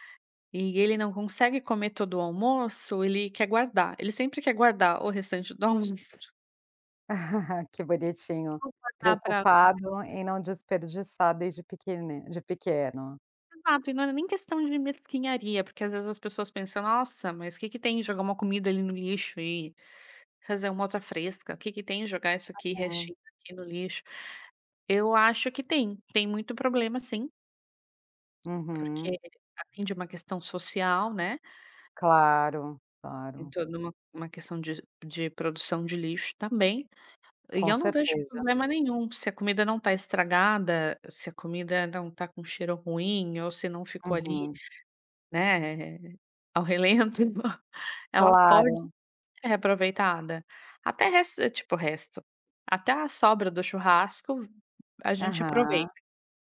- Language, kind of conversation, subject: Portuguese, podcast, Como evitar o desperdício na cozinha do dia a dia?
- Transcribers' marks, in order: laugh; tapping; laughing while speaking: "então"